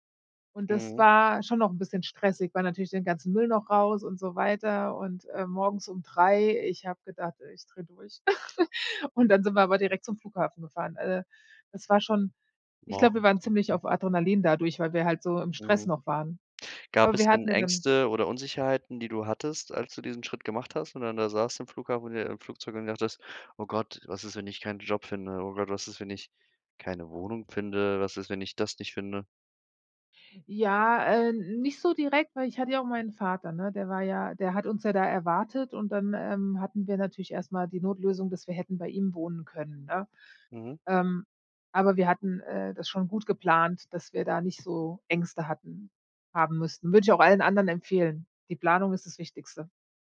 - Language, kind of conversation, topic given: German, podcast, Wie triffst du Entscheidungen bei großen Lebensumbrüchen wie einem Umzug?
- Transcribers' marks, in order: laugh